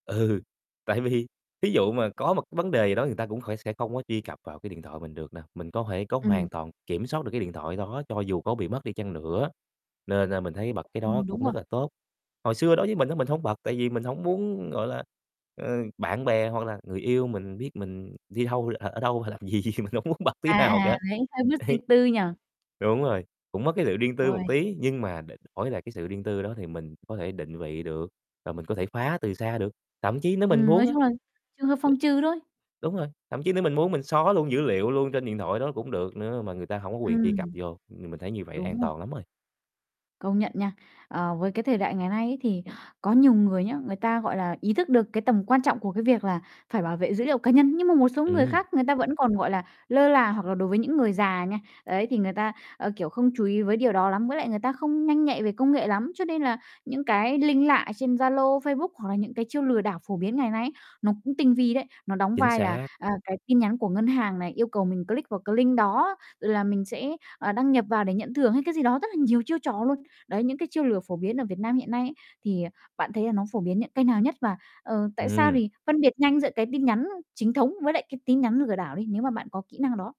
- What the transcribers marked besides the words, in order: laughing while speaking: "vì"; tapping; distorted speech; laughing while speaking: "gì, mình hổng muốn bật"; laugh; static; in English: "link"; in English: "click"; in English: "link"
- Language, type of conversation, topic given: Vietnamese, podcast, Làm thế nào để bảo vệ dữ liệu cá nhân trên điện thoại?